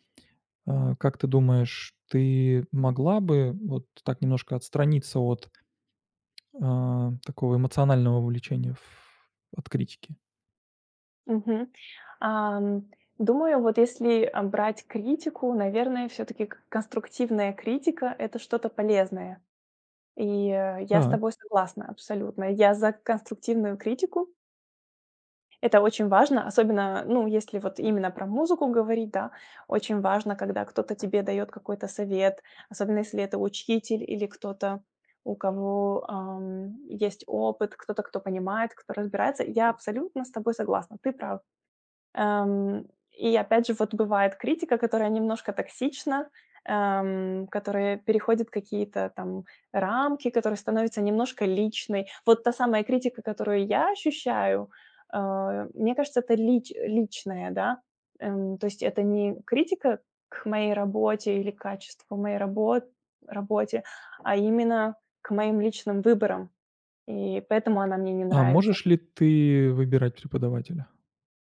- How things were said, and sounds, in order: tapping
- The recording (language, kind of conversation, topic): Russian, advice, Как вы справляетесь со страхом критики вашего творчества или хобби?